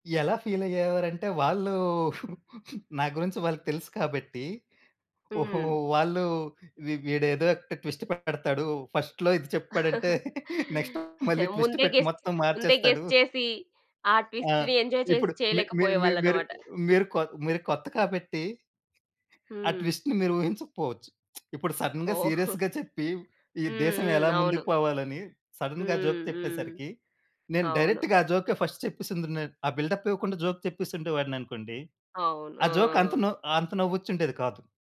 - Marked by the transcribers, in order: giggle; in English: "ట్విస్ట్"; in English: "ఫస్ట్‌లో"; chuckle; in English: "నెక్స్ట్"; chuckle; in English: "ట్విస్ట్"; in English: "గెస్"; in English: "గెస్"; in English: "ఎంజాయ్"; tapping; other noise; other background noise; in English: "ట్విస్ట్‌ని"; lip smack; in English: "సడన్‌గా సీరియస్‌గా"; chuckle; in English: "సడన్‌గా"; in English: "డైరెక్ట్‌గా"; in English: "ఫస్ట్"
- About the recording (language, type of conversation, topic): Telugu, podcast, నీ సృజనాత్మక గుర్తింపును తీర్చిదిద్దడంలో కుటుంబం పాత్ర ఏమిటి?